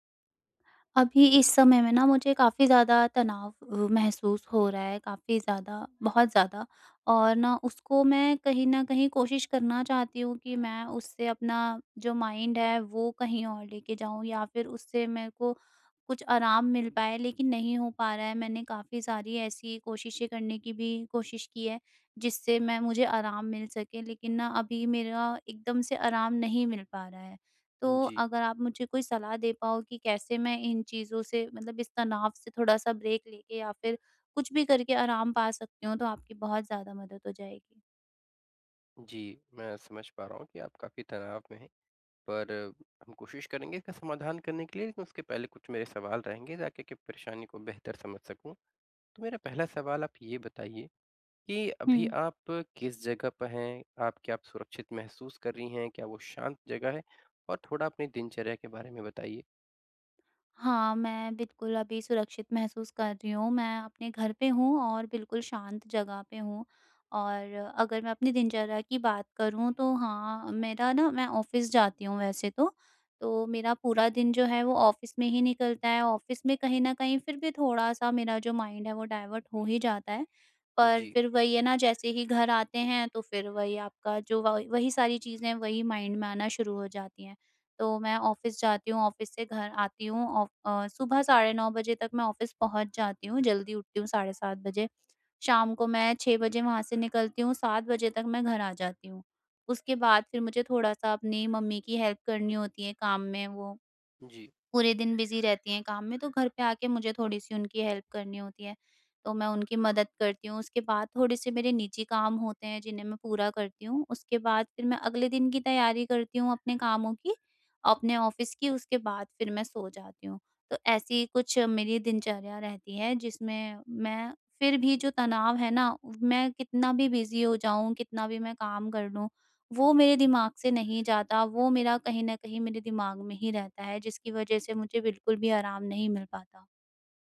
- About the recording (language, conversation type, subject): Hindi, advice, मैं तीव्र तनाव के दौरान तुरंत राहत कैसे पा सकता/सकती हूँ?
- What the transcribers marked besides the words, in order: in English: "माइंड"; in English: "ब्रेक"; in English: "ऑफ़िस"; in English: "ऑफ़िस"; in English: "ऑफ़िस"; in English: "माइंड"; in English: "डायवर्ट"; in English: "माइंड"; in English: "ऑफ़िस"; in English: "ऑफ़िस"; in English: "ऑफ़िस"; in English: "हेल्प"; in English: "बिज़ी"; in English: "हेल्प"; in English: "ऑफ़िस"; in English: "बिज़ी"